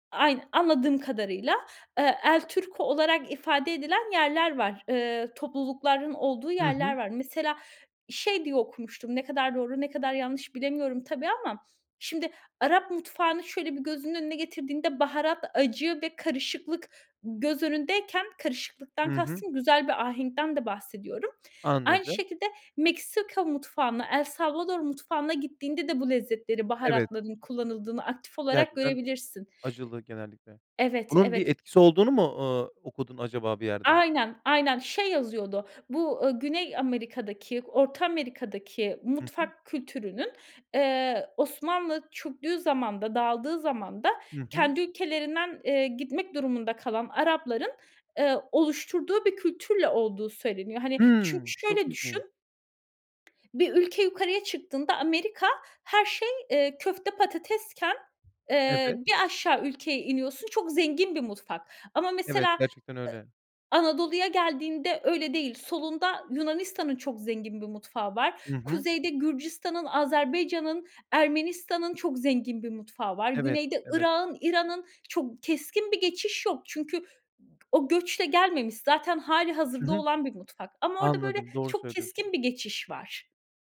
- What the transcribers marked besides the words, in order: other background noise; tapping
- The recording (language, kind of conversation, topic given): Turkish, podcast, Göç yemekleri yeni kimlikler yaratır mı, nasıl?